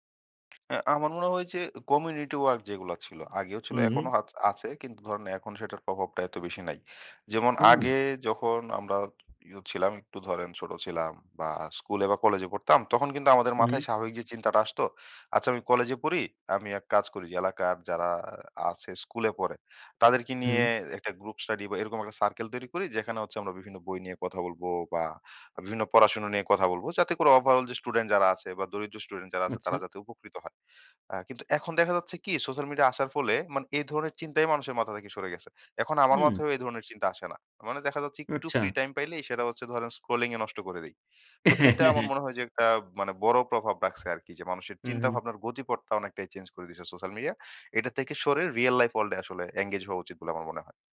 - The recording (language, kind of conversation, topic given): Bengali, podcast, আপনি একা অনুভব করলে সাধারণত কী করেন?
- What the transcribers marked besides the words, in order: tapping; chuckle; in English: "রিয়াল লাইফ ওয়ার্ল্ড"